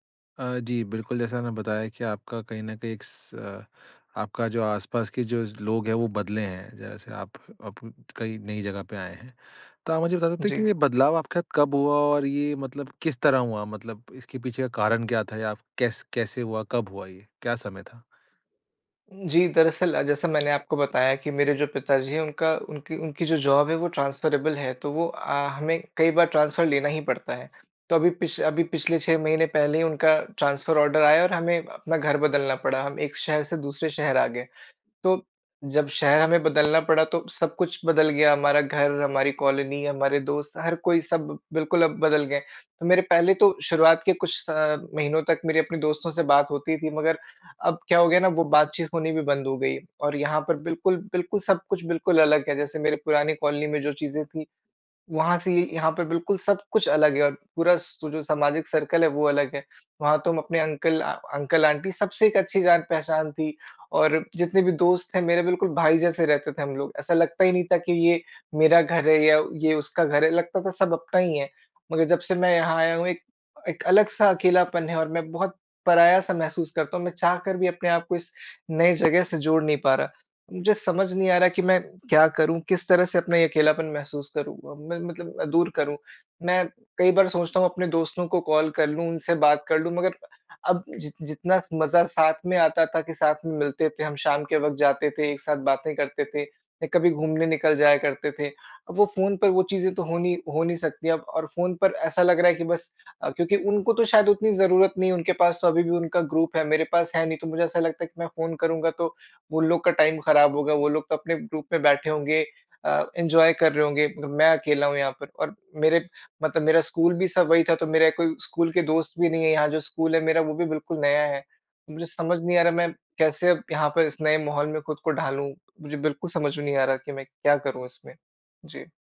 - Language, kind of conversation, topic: Hindi, advice, लंबे समय बाद दोस्ती टूटने या सामाजिक दायरा बदलने पर अकेलापन क्यों महसूस होता है?
- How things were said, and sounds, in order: other background noise; in English: "जॉब"; in English: "ट्रांसफ़रेबल"; in English: "ट्रांसफ़र"; in English: "ट्रांसफ़र ऑर्डर"; in English: "सर्कल"; in English: "अंकल"; in English: "अंकल-आंटी"; in English: "ग्रुप"; in English: "टाइम"; in English: "ग्रुप"; in English: "एन्जॉय"